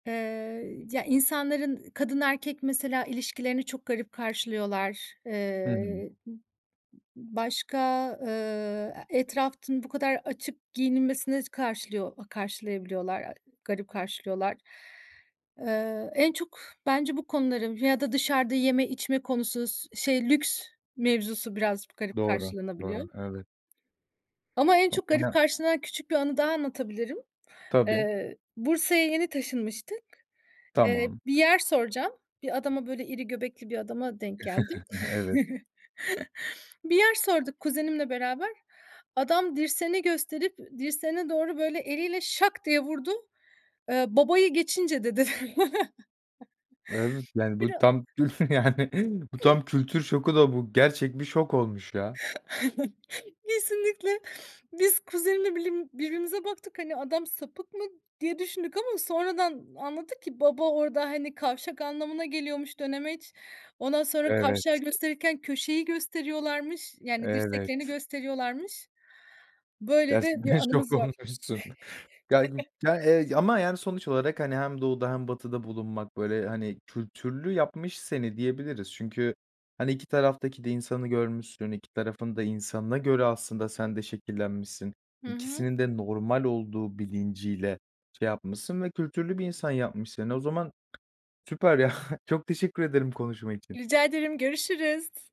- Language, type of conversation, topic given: Turkish, podcast, Çok kültürlü bir ortamda büyüdüyseniz aklınıza hangi anılar geliyor?
- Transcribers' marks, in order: "etrafın" said as "etraftın"; unintelligible speech; chuckle; chuckle; stressed: "şak"; chuckle; laughing while speaking: "yani"; other noise; chuckle; laughing while speaking: "Kesinlikle"; laughing while speaking: "Gerçekten şok olmuşsun"; chuckle; laughing while speaking: "ya"